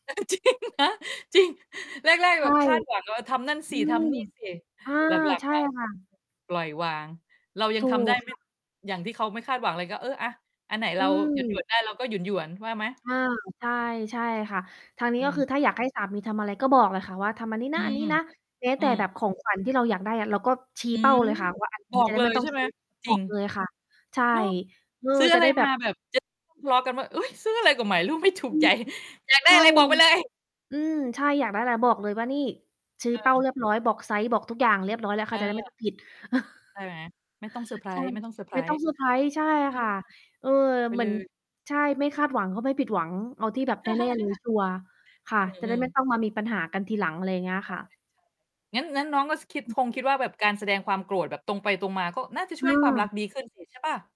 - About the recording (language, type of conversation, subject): Thai, unstructured, คุณคิดว่าความรักกับความโกรธสามารถอยู่ร่วมกันได้ไหม?
- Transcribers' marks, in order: giggle; laughing while speaking: "จริงนะ"; stressed: "จริง"; static; distorted speech; laughing while speaking: "ไม่ถูกใจ"; chuckle; chuckle